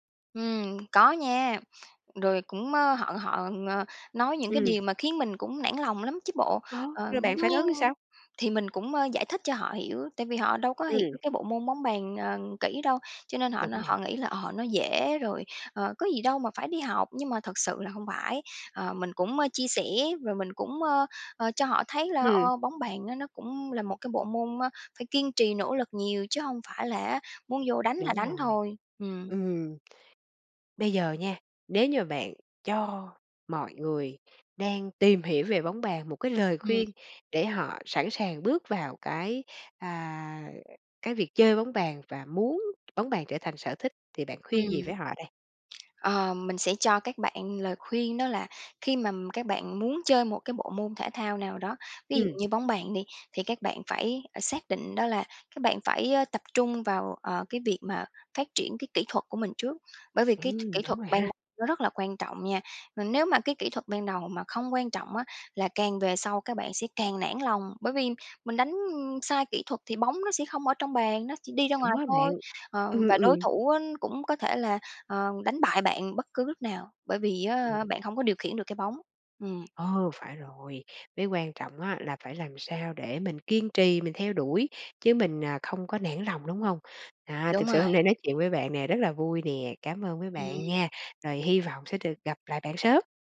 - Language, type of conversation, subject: Vietnamese, podcast, Bạn có kỷ niệm vui nào gắn liền với sở thích của mình không?
- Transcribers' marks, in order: tapping; other noise; other background noise